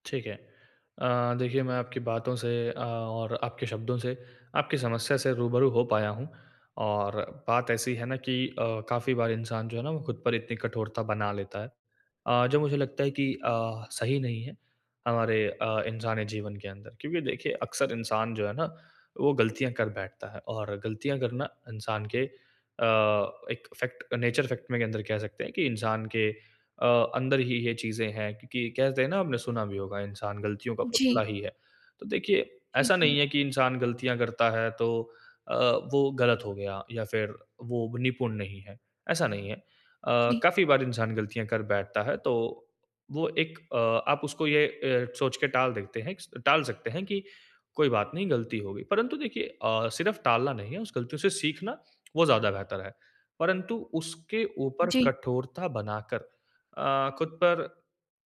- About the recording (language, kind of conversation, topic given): Hindi, advice, आप स्वयं के प्रति दयालु कैसे बन सकते/सकती हैं?
- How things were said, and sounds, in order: in English: "फैक्ट नेचर फैक्ट"